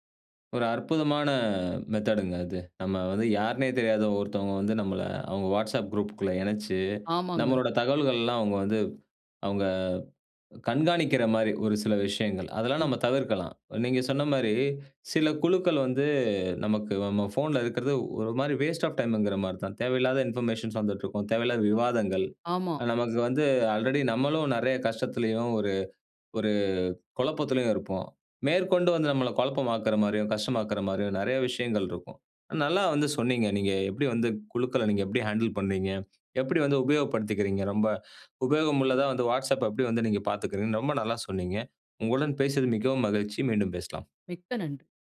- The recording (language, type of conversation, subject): Tamil, podcast, வாட்ஸ்அப் குழுக்களை எப்படி கையாள்கிறீர்கள்?
- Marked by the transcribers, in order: in English: "மெத்தேட்ங்க"; in English: "வாஸ்ட் ஆஃப் டைம்ங்குற"; in English: "இன்பர்மேஷன்ஸ்"; in English: "ஹேண்டில்"